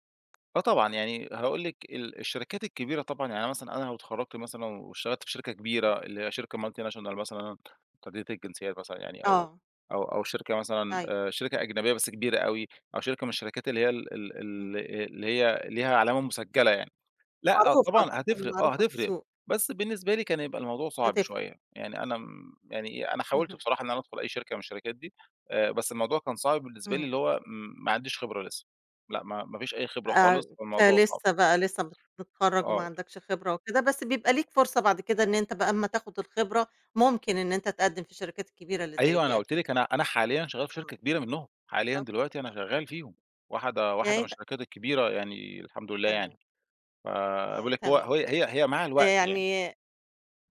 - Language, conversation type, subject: Arabic, podcast, إزاي تختار بين وظيفتين معروضين عليك؟
- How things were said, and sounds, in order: tapping; in English: "multinational"; unintelligible speech